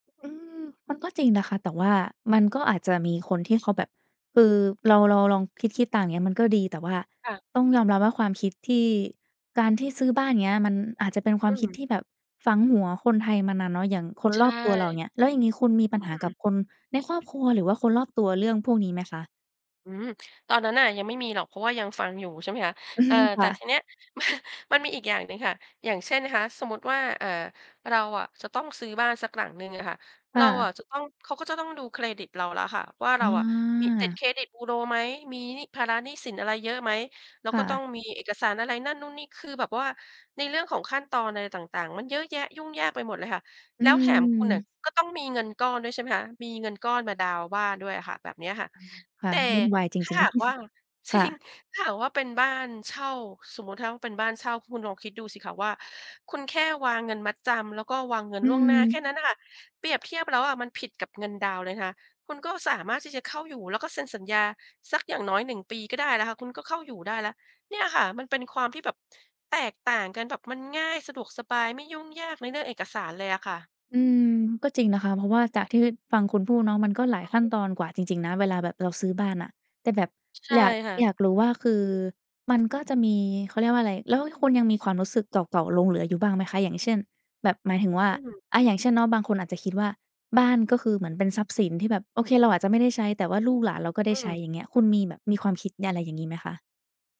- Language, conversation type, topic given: Thai, podcast, เคยมีคนคนหนึ่งที่ทำให้คุณเปลี่ยนมุมมองหรือความคิดไปไหม?
- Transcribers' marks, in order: laughing while speaking: "อืม"; chuckle; laughing while speaking: "จริง"; chuckle; "ถ้า" said as "ถ้าว"; tapping; unintelligible speech; other background noise